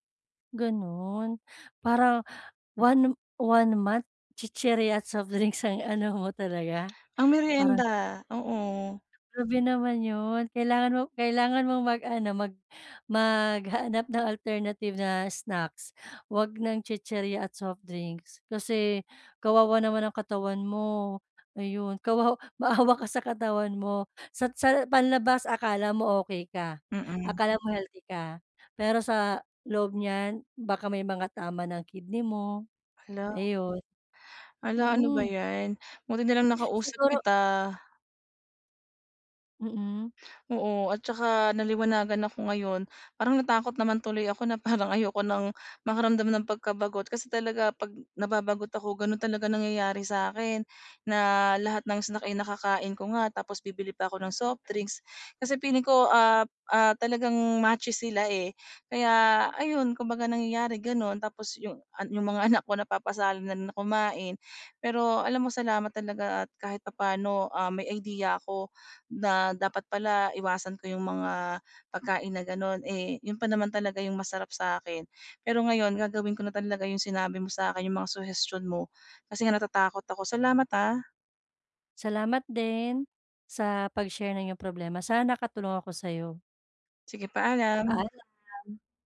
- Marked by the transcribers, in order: other background noise; unintelligible speech; horn; tapping
- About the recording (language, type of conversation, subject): Filipino, advice, Paano ko mababawasan ang pagmemeryenda kapag nababagot ako sa bahay?